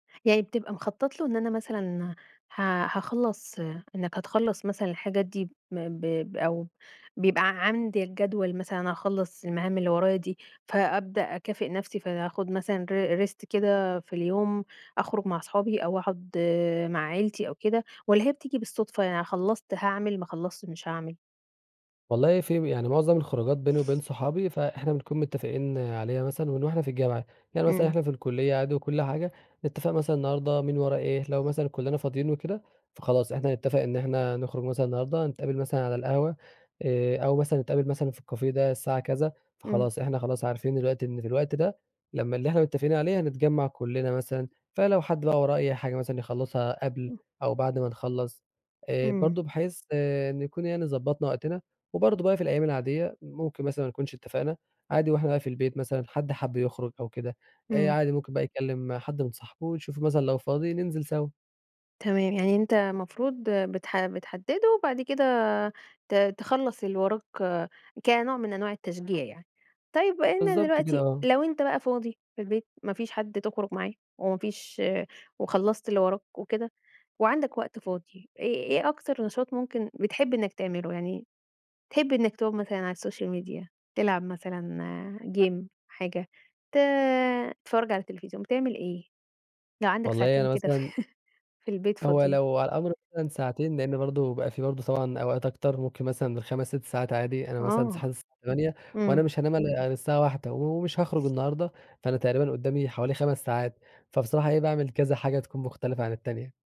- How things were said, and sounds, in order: in English: "Rest"; sniff; tapping; in French: "الكافيه"; other background noise; in English: "الsocial media"; in English: "game"; chuckle; background speech
- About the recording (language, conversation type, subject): Arabic, podcast, احكيلي عن روتينك اليومي في البيت؟